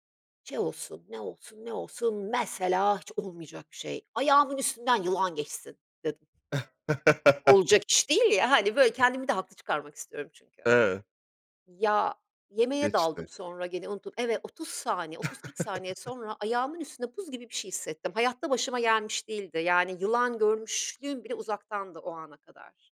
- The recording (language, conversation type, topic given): Turkish, podcast, Doğayla ilgili en unutulmaz anını anlatır mısın?
- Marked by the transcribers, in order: stressed: "mesela"; laugh; chuckle